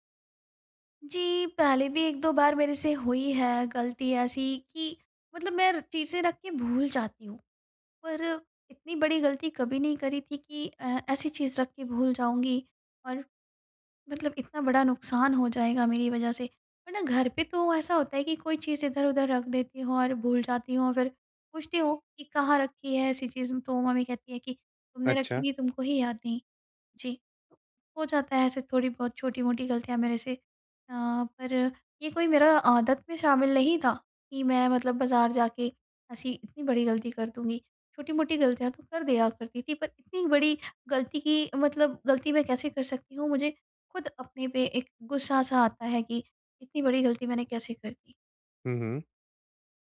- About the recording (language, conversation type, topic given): Hindi, advice, गलती की जिम्मेदारी लेकर माफी कैसे माँगूँ और सुधार कैसे करूँ?
- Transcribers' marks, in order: tapping